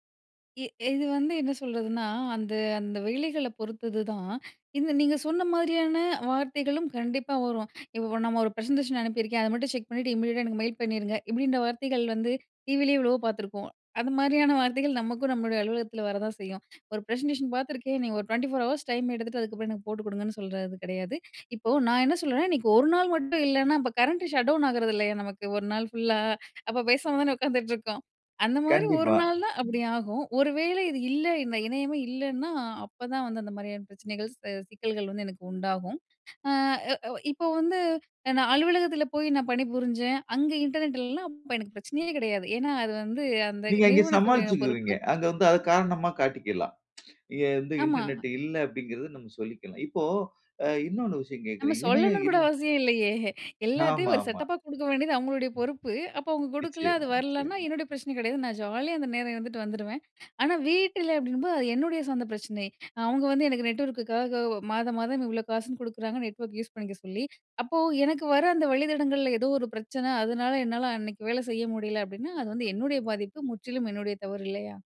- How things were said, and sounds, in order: in English: "பிரசன்டேஷன்"; in English: "செக்"; in English: "இமிடியட்டா"; in English: "மெயில்"; in English: "ப்ரசன்டேஷன்"; in English: "கரண்ட்டு ஷட் டவுன்"; other noise; tsk; laughing while speaking: "இல்லயே!"
- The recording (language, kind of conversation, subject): Tamil, podcast, இணையம் இல்லாமல் ஒரு நாள் இருந்தால், உங்கள் கவனம் எப்படிப்பட்டதாக இருக்கும் என்று நினைக்கிறீர்கள்?